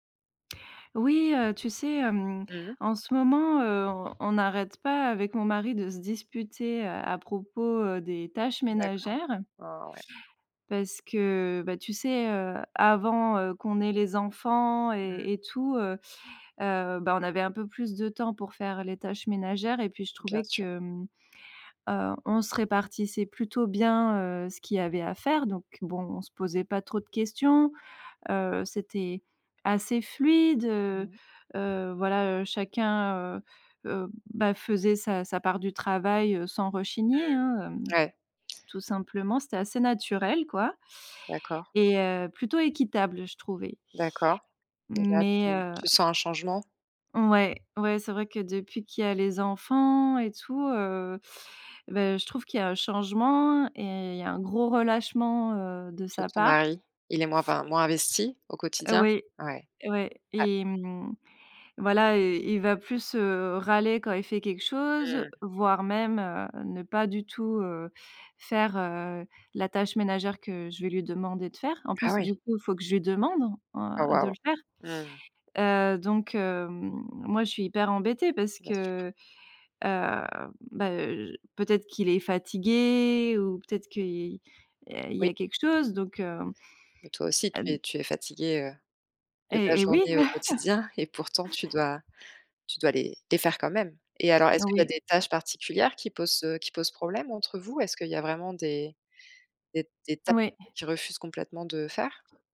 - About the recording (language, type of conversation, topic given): French, advice, Comment gérer les conflits liés au partage des tâches ménagères ?
- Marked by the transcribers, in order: stressed: "fluide"; tapping; chuckle